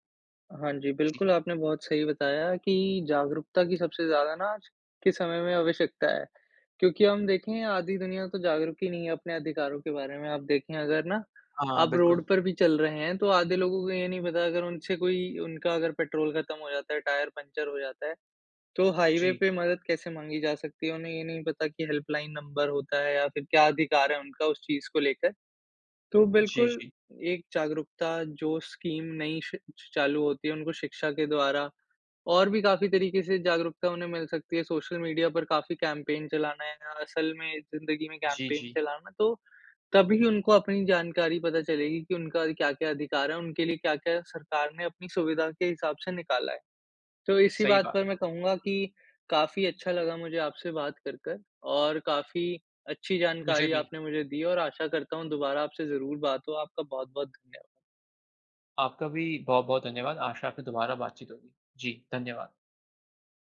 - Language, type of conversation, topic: Hindi, unstructured, राजनीति में जनता की भूमिका क्या होनी चाहिए?
- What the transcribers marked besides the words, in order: in English: "कैंपेन"; in English: "कैंपेन"